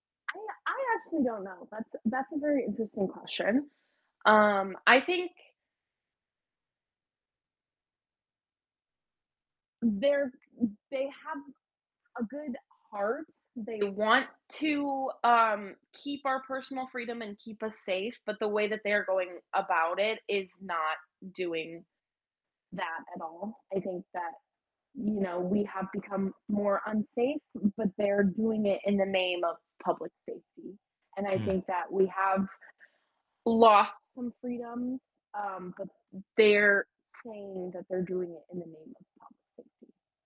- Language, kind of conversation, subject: English, unstructured, How should leaders balance public safety and personal freedom?
- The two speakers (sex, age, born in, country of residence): female, 20-24, United States, United States; male, 65-69, United States, United States
- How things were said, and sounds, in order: distorted speech; tapping; static